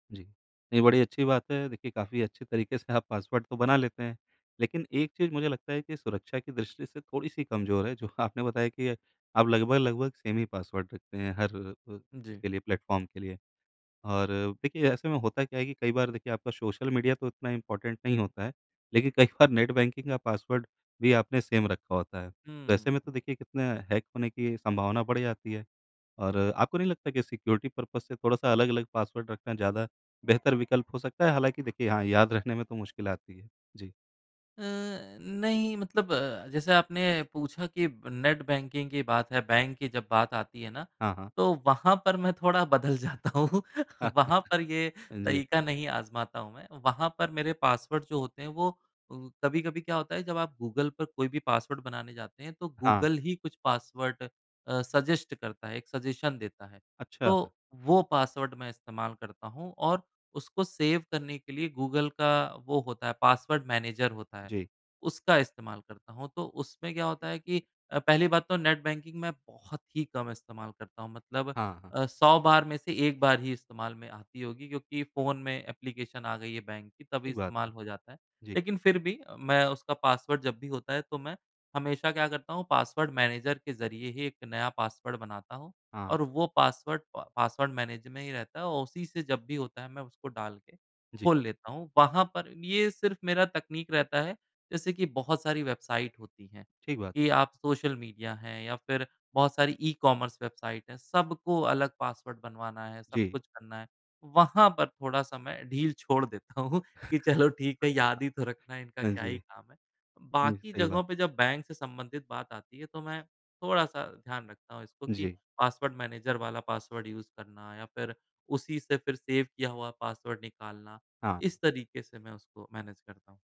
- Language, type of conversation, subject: Hindi, podcast, पासवर्ड और ऑनलाइन सुरक्षा के लिए आपकी आदतें क्या हैं?
- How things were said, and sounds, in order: in English: "सेम"; in English: "प्लेटफ़ॉर्म"; in English: "इम्पॉर्टेंट"; in English: "नेट बैंकिंग"; in English: "सेम"; in English: "हैक"; in English: "सिक्योरिटी-पर्पज़"; in English: "नेट बैंकिंग"; laughing while speaking: "बदल जाता हूँ। वहाँ"; unintelligible speech; in English: "सज़ेस्ट"; in English: "सज़ेशन"; in English: "सेव"; in English: "नेट बैंकिंग"; in English: "एप्लिकेशन"; in English: "ई-कॉमर्स"; laughing while speaking: "छोड़ देता हूँ कि चलो ठीक है"; chuckle; in English: "यूज़"; in English: "सेव"; in English: "मैनेज"